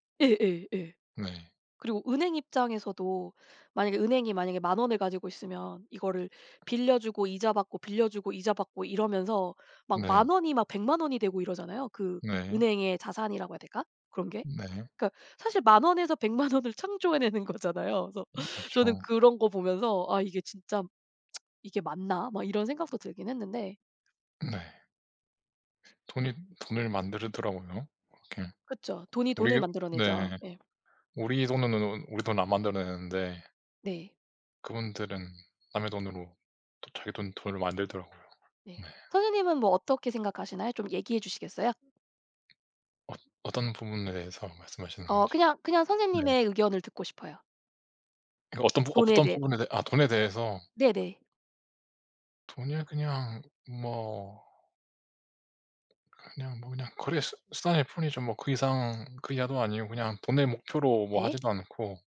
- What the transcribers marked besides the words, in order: other background noise; laughing while speaking: "백만 원을 창조해내는 거잖아요. 그래서"; tsk; tapping
- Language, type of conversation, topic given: Korean, unstructured, 돈에 관해 가장 놀라운 사실은 무엇인가요?